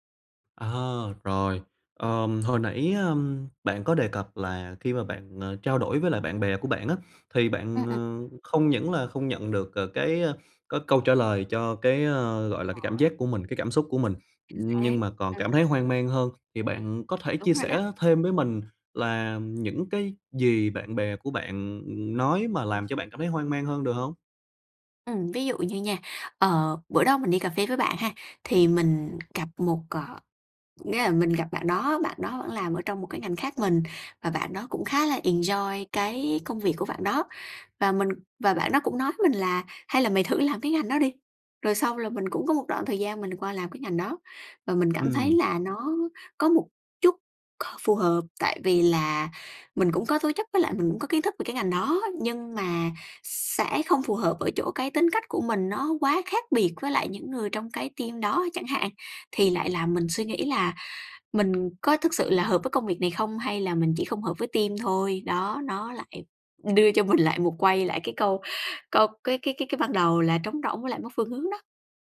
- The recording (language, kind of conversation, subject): Vietnamese, advice, Tại sao tôi đã đạt được thành công nhưng vẫn cảm thấy trống rỗng và mất phương hướng?
- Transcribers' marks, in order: tapping; unintelligible speech; in English: "enjoy"; in English: "team"; in English: "team"; laughing while speaking: "lại"